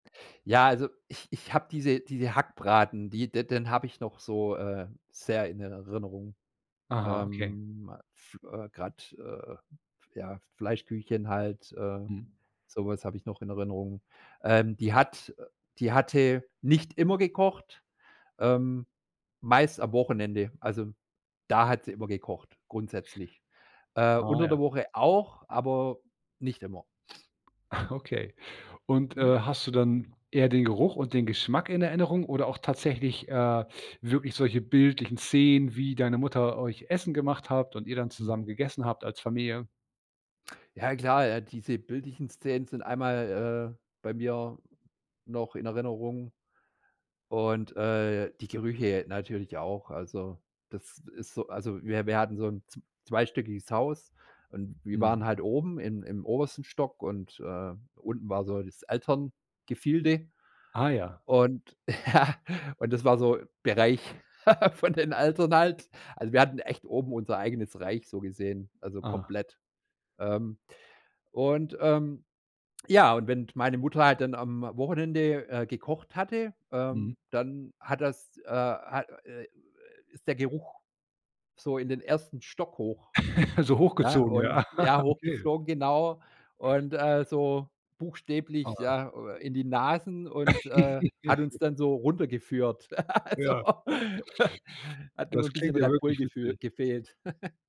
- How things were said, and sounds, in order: snort; laughing while speaking: "ja"; chuckle; chuckle; laughing while speaking: "ja"; chuckle; chuckle; laugh; laughing while speaking: "Also"; snort; chuckle
- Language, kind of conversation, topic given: German, podcast, Welche Küchengerüche bringen dich sofort zurück in deine Kindheit?
- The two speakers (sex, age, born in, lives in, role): male, 40-44, Germany, Germany, host; male, 45-49, Germany, Germany, guest